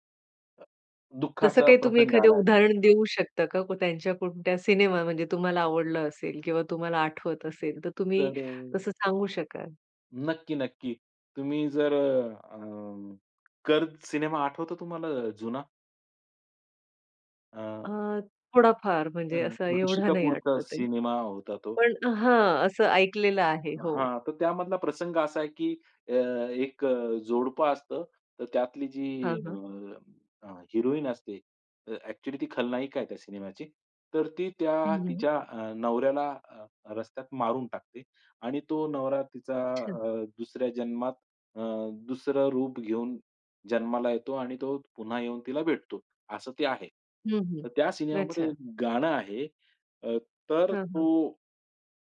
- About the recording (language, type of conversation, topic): Marathi, podcast, सिनेमात संगीतामुळे भावनांना कशी उर्जा मिळते?
- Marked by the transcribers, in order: other background noise